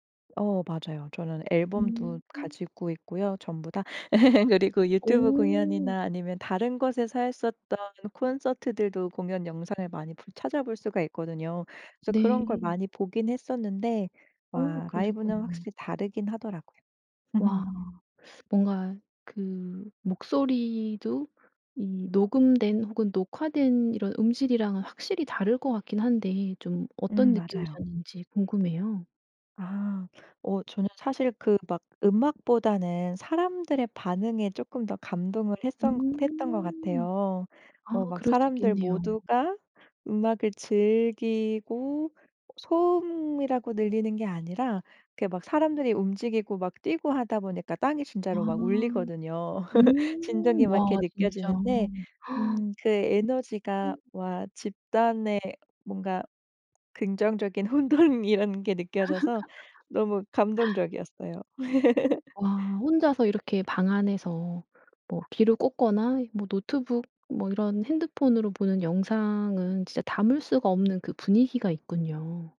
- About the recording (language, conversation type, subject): Korean, podcast, 라이브 공연을 직접 보고 어떤 점이 가장 인상 깊었나요?
- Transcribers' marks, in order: other background noise; laugh; laugh; laugh; gasp; laughing while speaking: "혼돈이라는 게"; laugh; laugh